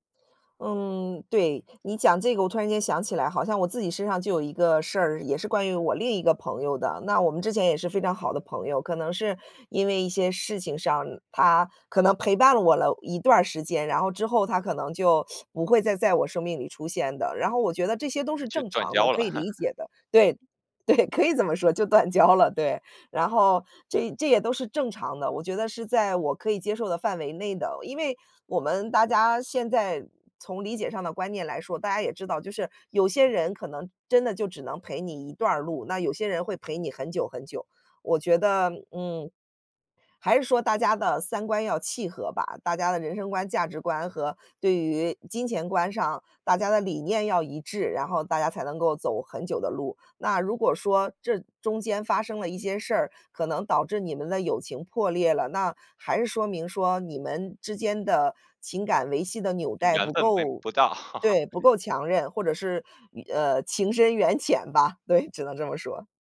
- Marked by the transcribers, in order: teeth sucking; chuckle; laughing while speaking: "对，可以这么说，就断交了"; other background noise; chuckle; other noise; laughing while speaking: "情深缘浅吧。对，只能这么说"
- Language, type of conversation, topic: Chinese, podcast, 你是怎么认识并结交到这位好朋友的？